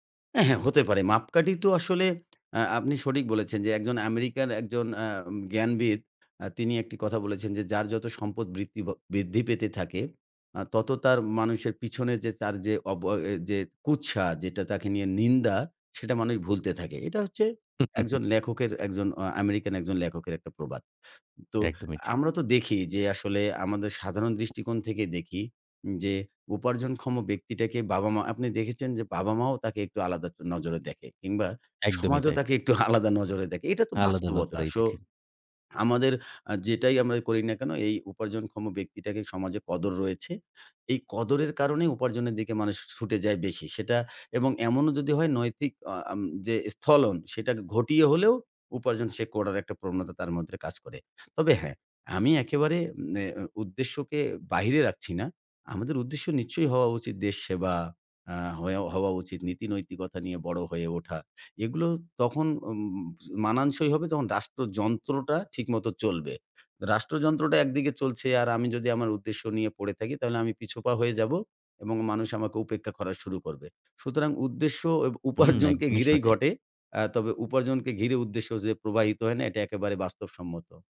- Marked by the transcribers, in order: tapping; other background noise; chuckle; "নিশ্চয়ই" said as "নিচই"; laughing while speaking: "উপার্জনকে"
- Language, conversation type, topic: Bengali, podcast, উপার্জন আর উদ্দেশ্যের মধ্যে আপনার কাছে কোনটি বেশি গুরুত্বপূর্ণ?